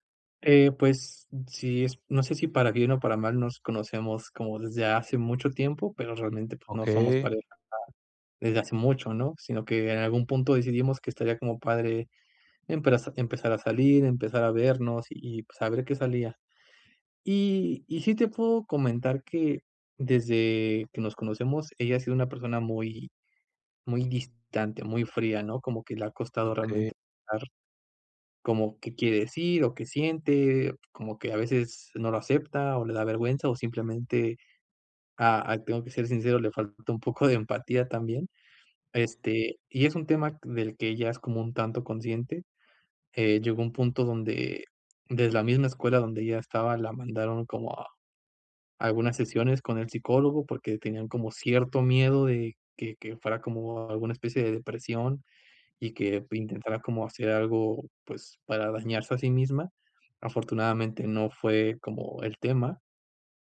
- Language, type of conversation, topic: Spanish, advice, ¿Cómo puedo comunicar lo que necesito sin sentir vergüenza?
- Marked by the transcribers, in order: unintelligible speech